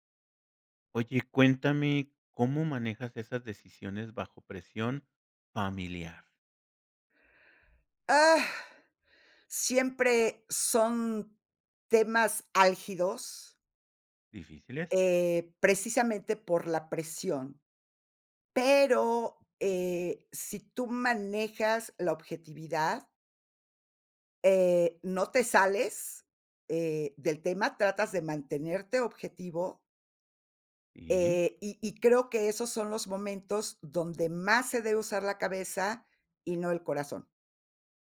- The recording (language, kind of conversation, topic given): Spanish, podcast, ¿Cómo manejas las decisiones cuando tu familia te presiona?
- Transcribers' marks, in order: groan; other background noise